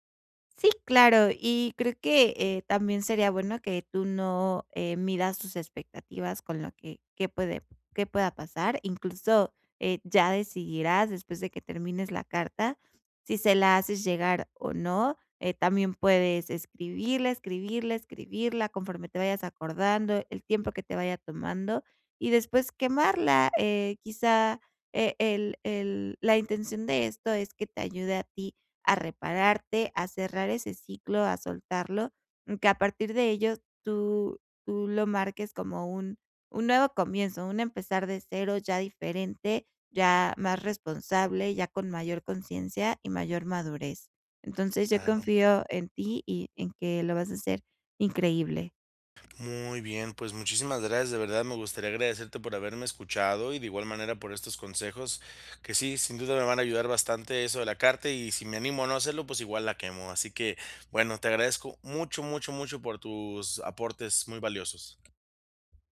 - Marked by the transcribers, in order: other background noise; other noise; tapping
- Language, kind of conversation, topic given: Spanish, advice, ¿Cómo puedo pedir disculpas de forma sincera y asumir la responsabilidad?